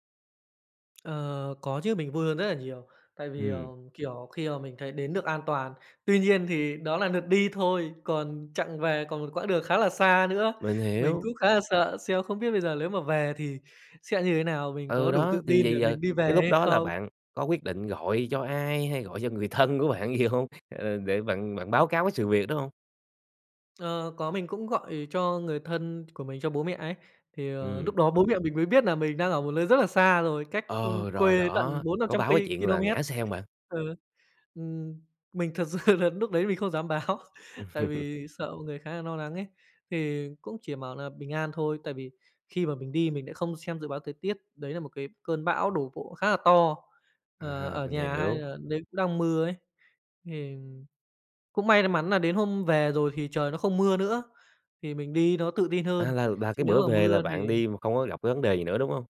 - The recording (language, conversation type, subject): Vietnamese, podcast, Bạn có thể kể về một tai nạn nhỏ mà từ đó bạn rút ra được một bài học lớn không?
- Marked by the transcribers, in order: tapping; "lượt" said as "nượt"; laughing while speaking: "hông?"; other background noise; laughing while speaking: "sự"; laugh; laughing while speaking: "báo"